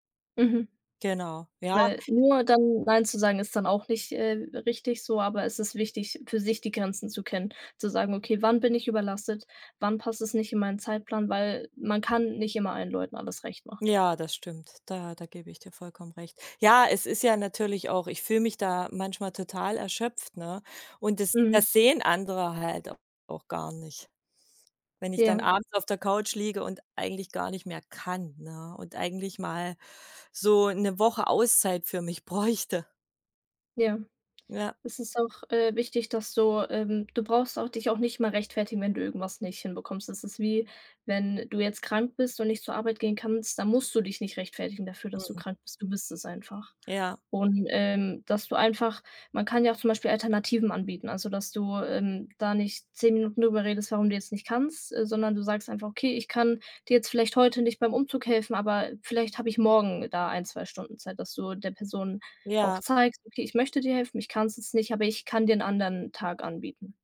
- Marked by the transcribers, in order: other background noise; laughing while speaking: "bräuchte"
- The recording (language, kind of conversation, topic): German, advice, Wie kann ich Nein sagen und meine Grenzen ausdrücken, ohne mich schuldig zu fühlen?